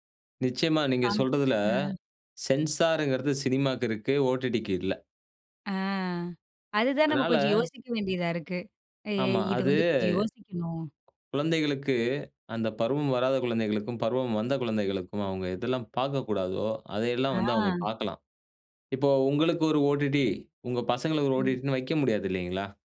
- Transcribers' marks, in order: none
- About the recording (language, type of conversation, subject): Tamil, podcast, OTT தொடர்கள் சினிமாவை ஒரே நேரத்தில் ஒடுக்குகின்றனவா?